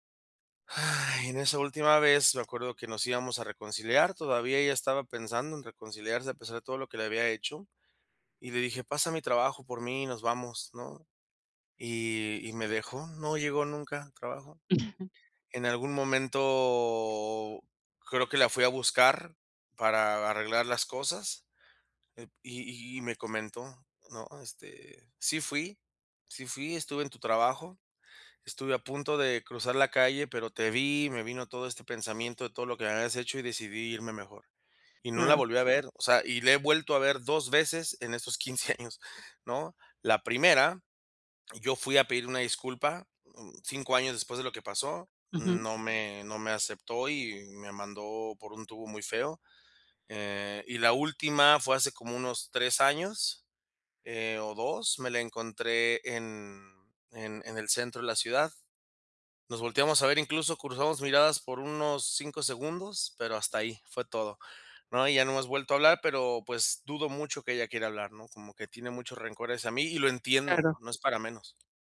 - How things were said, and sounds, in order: sigh; chuckle; drawn out: "momento"; laughing while speaking: "años"; tapping
- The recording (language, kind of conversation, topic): Spanish, advice, ¿Cómo puedo disculparme correctamente después de cometer un error?